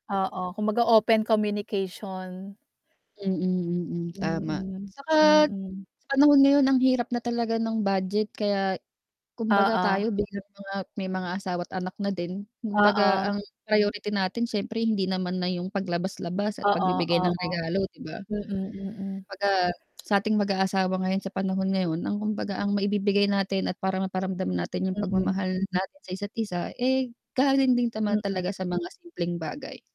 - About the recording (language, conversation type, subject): Filipino, unstructured, Anu-ano ang mga simpleng bagay na nagpapasaya sa iyo sa pag-ibig?
- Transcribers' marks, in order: distorted speech; other background noise; static